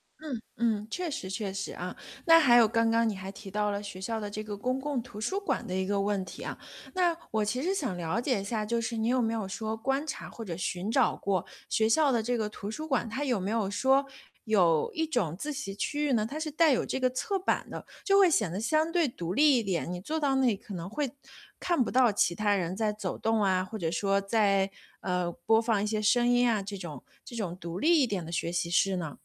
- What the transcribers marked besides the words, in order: static; other background noise
- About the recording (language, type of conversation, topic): Chinese, advice, 在多人共享空间里，我该如何管理声音和视觉干扰来保持专注？